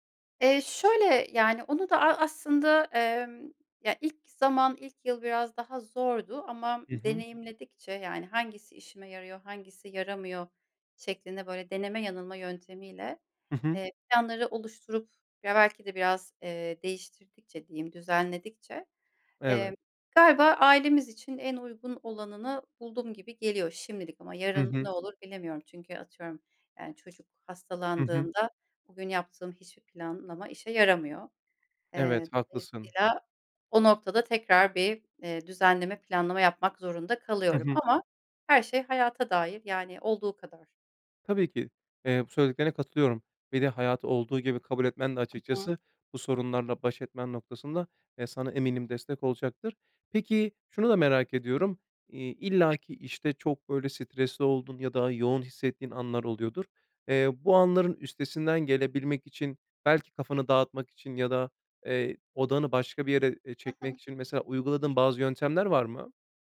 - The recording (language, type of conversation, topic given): Turkish, podcast, İş ve özel hayat dengesini nasıl kuruyorsun?
- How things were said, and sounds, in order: tapping